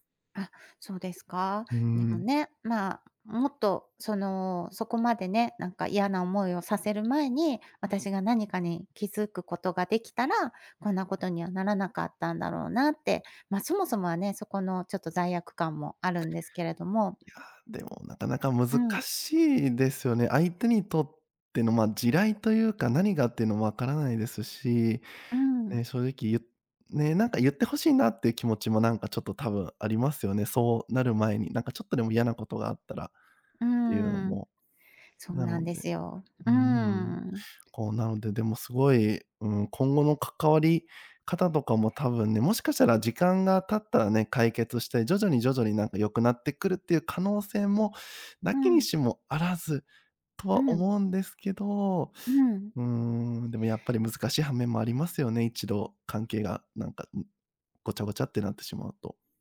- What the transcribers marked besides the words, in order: other background noise
- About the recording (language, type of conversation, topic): Japanese, advice, 共通の友達との関係をどう保てばよいのでしょうか？